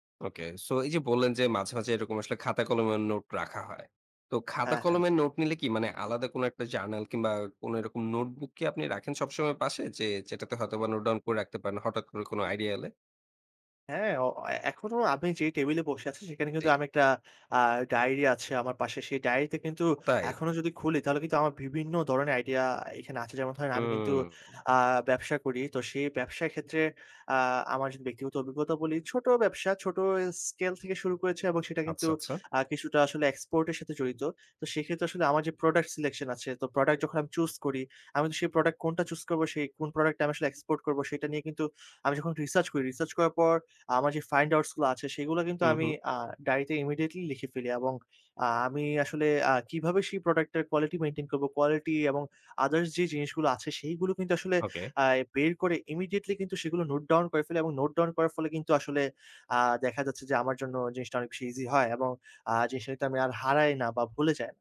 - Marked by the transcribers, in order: other background noise; tapping; "জি" said as "দি"
- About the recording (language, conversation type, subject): Bengali, podcast, তুমি কীভাবে আইডিয়াগুলো নোট করে রাখো?